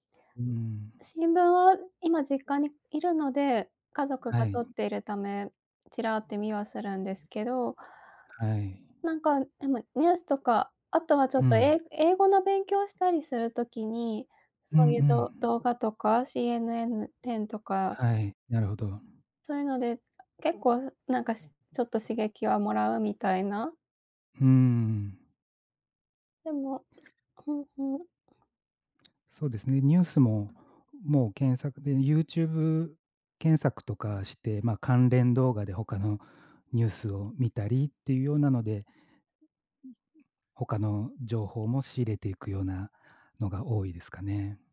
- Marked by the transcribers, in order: other background noise; tapping
- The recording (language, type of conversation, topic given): Japanese, unstructured, 最近、科学について知って驚いたことはありますか？